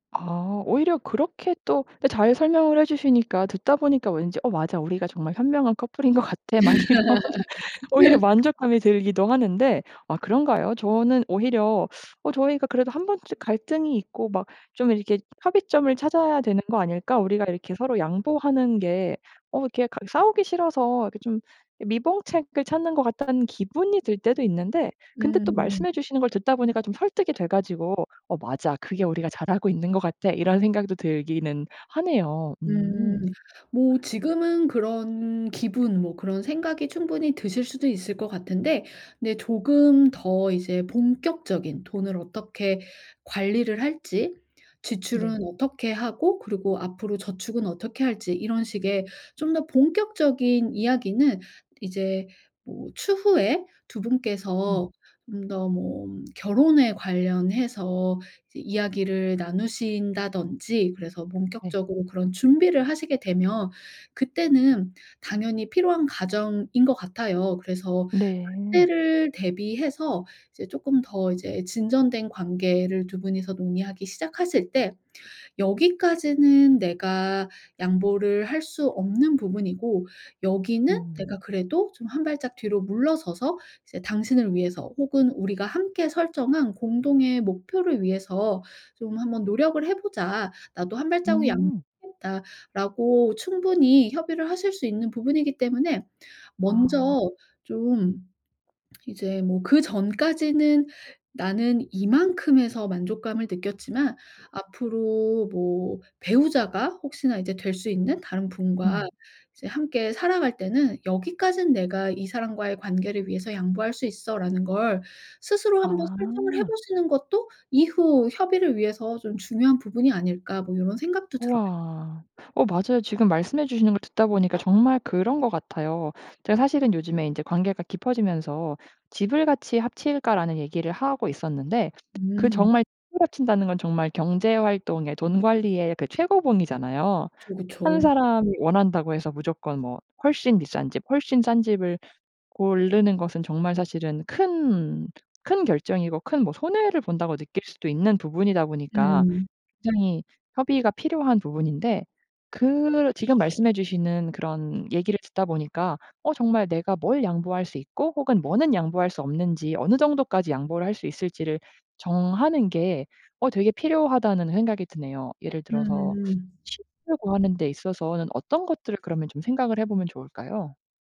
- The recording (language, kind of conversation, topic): Korean, advice, 돈 관리 방식 차이로 인해 다툰 적이 있나요?
- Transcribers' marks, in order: laugh; laughing while speaking: "것 같아.' 막 이런"; teeth sucking; other background noise; tapping; lip smack